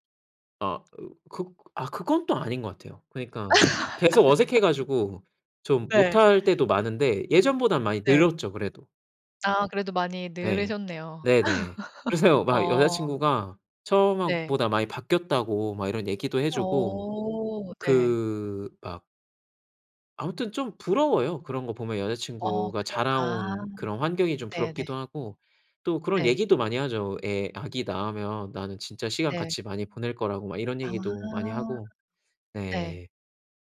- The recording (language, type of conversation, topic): Korean, podcast, 가족 관계에서 깨달은 중요한 사실이 있나요?
- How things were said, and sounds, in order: laugh; laugh